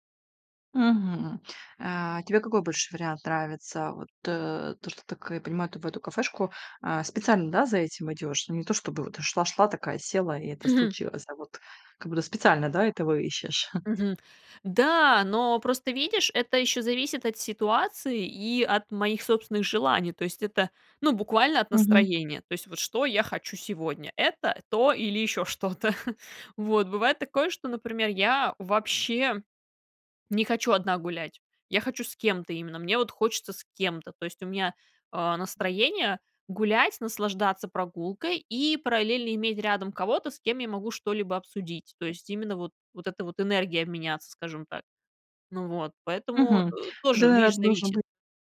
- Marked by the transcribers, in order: chuckle; chuckle; other background noise; tapping
- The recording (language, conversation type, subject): Russian, podcast, Как сделать обычную прогулку более осознанной и спокойной?